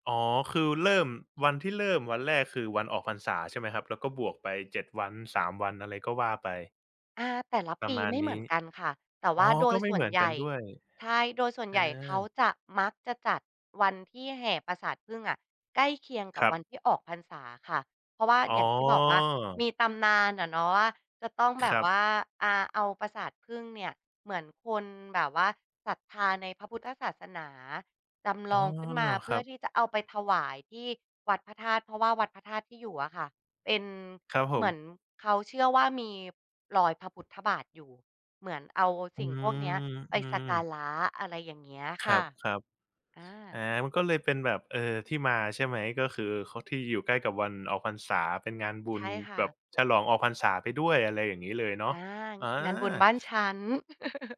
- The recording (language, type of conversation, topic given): Thai, podcast, คุณมีประสบการณ์งานบุญครั้งไหนที่ประทับใจที่สุด และอยากเล่าให้ฟังไหม?
- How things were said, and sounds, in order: drawn out: "อ๋อ"; other background noise; chuckle